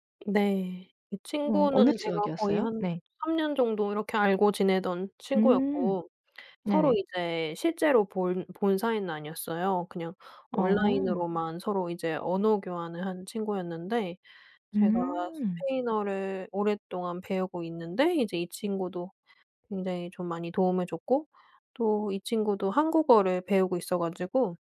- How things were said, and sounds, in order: tapping; other background noise
- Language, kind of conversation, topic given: Korean, podcast, 여행지에서 가장 기억에 남는 순간은 무엇이었나요?